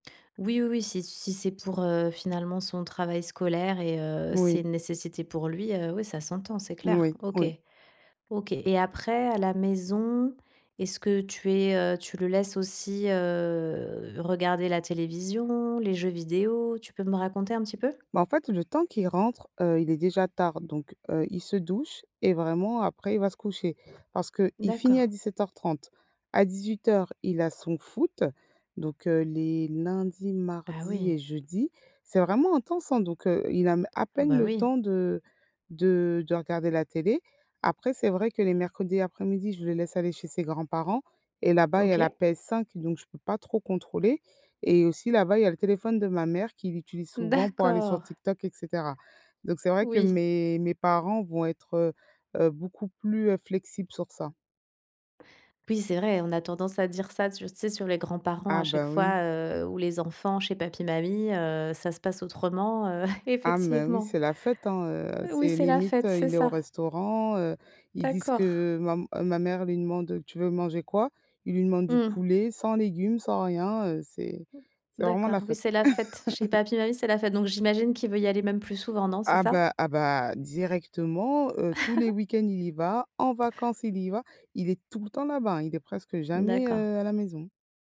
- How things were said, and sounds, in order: tapping; stressed: "D'accord"; other background noise; laugh; chuckle; stressed: "tout"
- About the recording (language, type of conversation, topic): French, podcast, Comment gérez-vous les devoirs et le temps d’écran à la maison ?